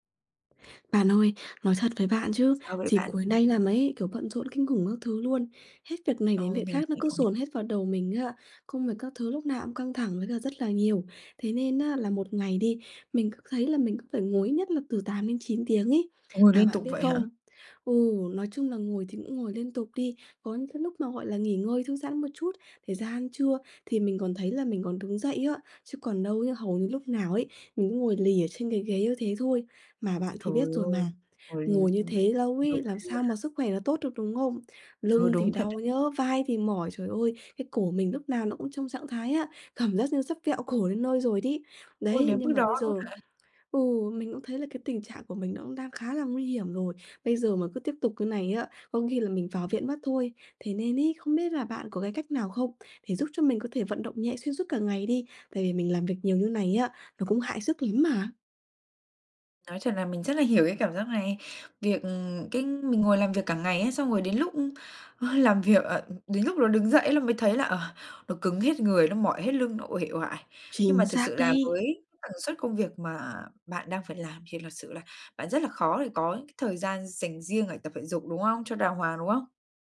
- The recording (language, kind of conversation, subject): Vietnamese, advice, Làm sao để tôi vận động nhẹ nhàng xuyên suốt cả ngày khi phải ngồi nhiều?
- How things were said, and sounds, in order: tapping; unintelligible speech